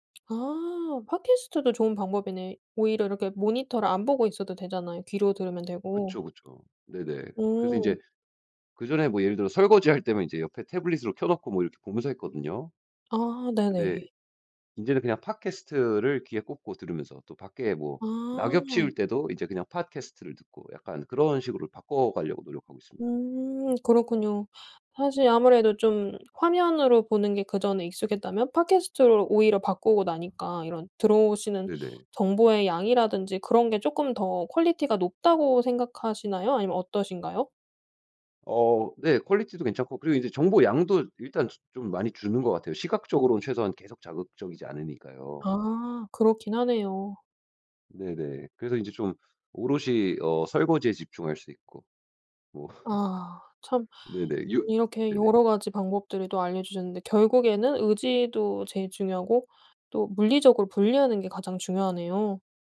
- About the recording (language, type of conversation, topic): Korean, podcast, 화면 시간을 줄이려면 어떤 방법을 추천하시나요?
- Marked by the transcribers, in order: tapping; other background noise; laugh